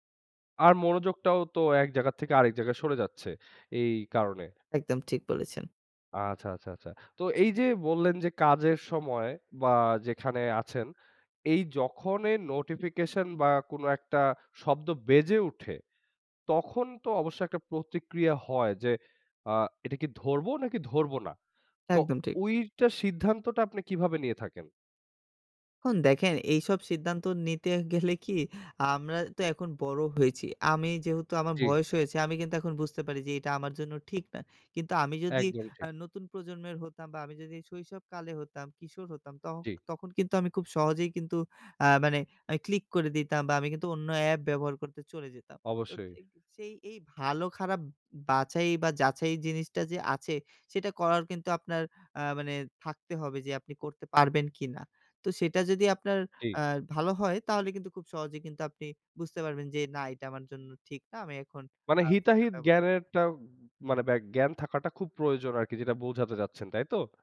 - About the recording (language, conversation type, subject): Bengali, podcast, সোশ্যাল মিডিয়া আপনার মনোযোগ কীভাবে কেড়ে নিচ্ছে?
- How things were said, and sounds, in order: "ঐটার" said as "ওইরটা"; scoff; alarm; unintelligible speech; unintelligible speech